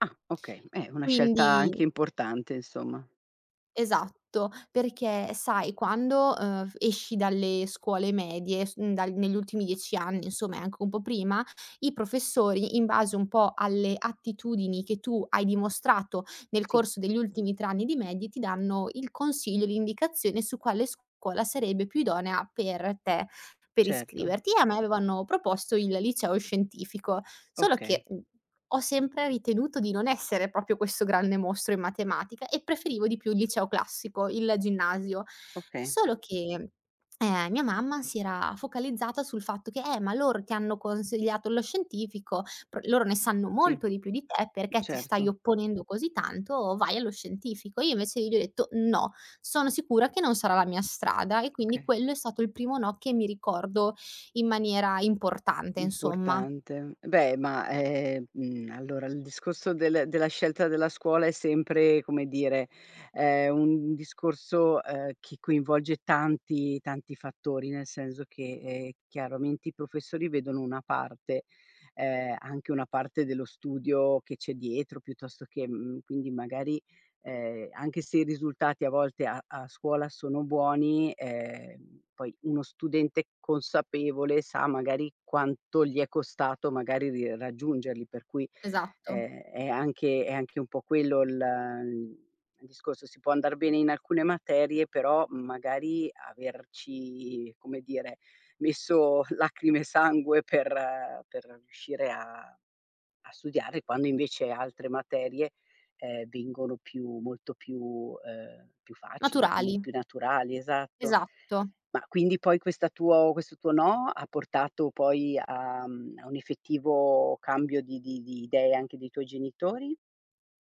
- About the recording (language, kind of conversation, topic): Italian, podcast, Quando hai detto “no” per la prima volta, com’è andata?
- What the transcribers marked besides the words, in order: other background noise; "proprio" said as "propio"; "consigliato" said as "consegliato"; tapping; "senso" said as "senzo"; "chiaramente" said as "chiaromenti"; "raggiungerli" said as "raggiungelli"; "discorso" said as "discosso"; chuckle